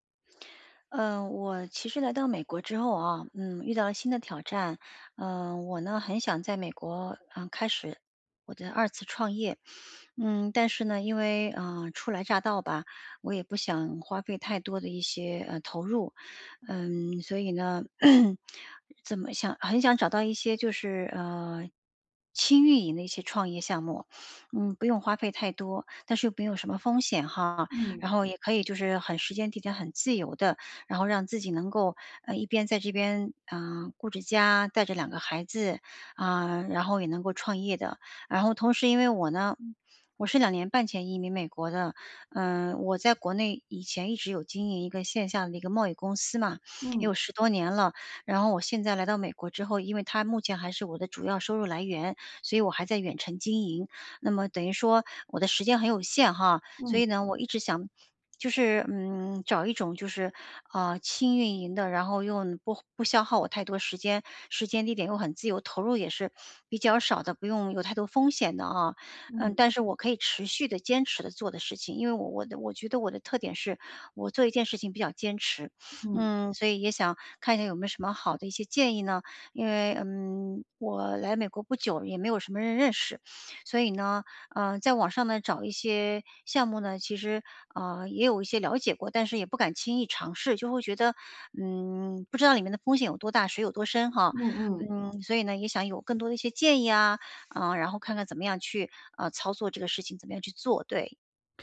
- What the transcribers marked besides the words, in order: throat clearing
- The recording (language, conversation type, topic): Chinese, advice, 在资金有限的情况下，我该如何开始一个可行的创业项目？